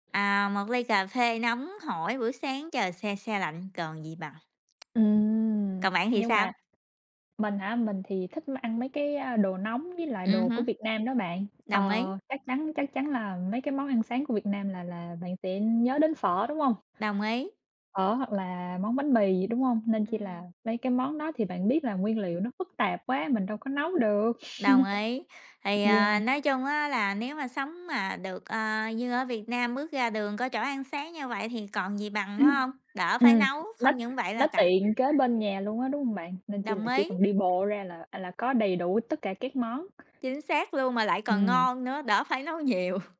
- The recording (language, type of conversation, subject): Vietnamese, unstructured, Giữa ăn sáng ở nhà và ăn sáng ngoài tiệm, bạn sẽ chọn cách nào?
- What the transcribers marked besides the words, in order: tapping; laugh; laughing while speaking: "nấu nhiều"